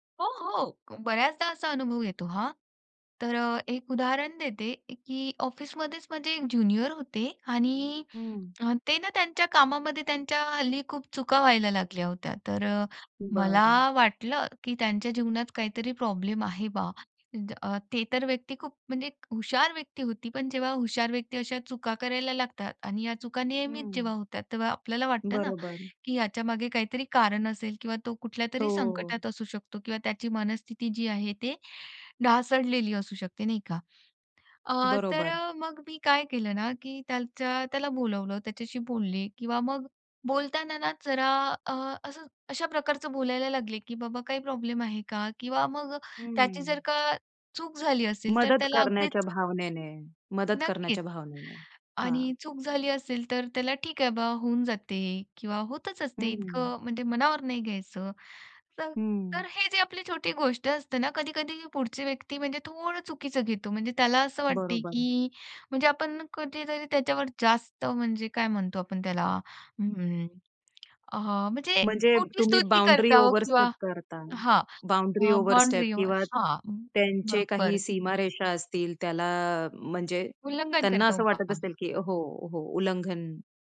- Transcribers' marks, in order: other background noise; tapping; in English: "बाउंडरी ओव्हरस्टेप"; in English: "बाउंडरी ओव्हरस्टेप"
- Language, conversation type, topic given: Marathi, podcast, दुसऱ्यांना रोज प्रेरित ठेवण्यासाठी तुम्ही काय करता?